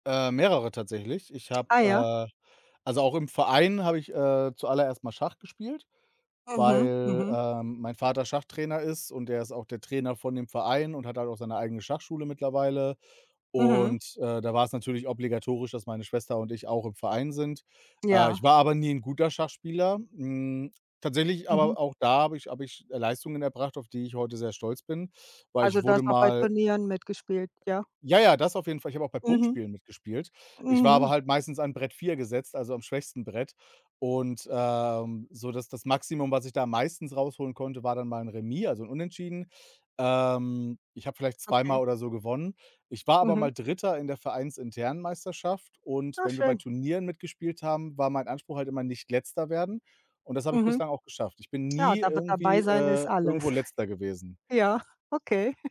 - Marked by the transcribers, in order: other background noise; in French: "Remis"; chuckle
- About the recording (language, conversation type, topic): German, unstructured, Was war dein schönstes Sporterlebnis?